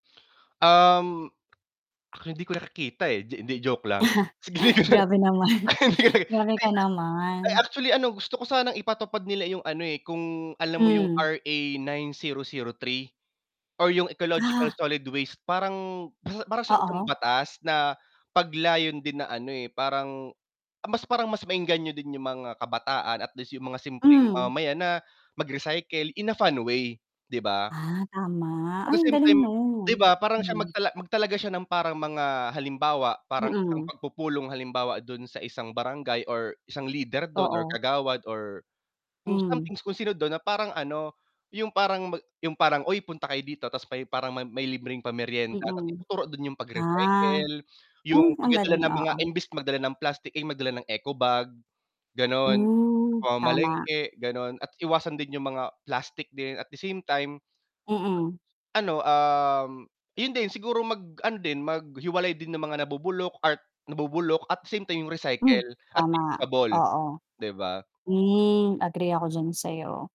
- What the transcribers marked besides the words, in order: tapping; laugh; chuckle; scoff; static; in English: "ecological solid waste"; distorted speech
- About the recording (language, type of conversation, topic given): Filipino, unstructured, Paano mo nakikita ang epekto ng basura sa kalikasan?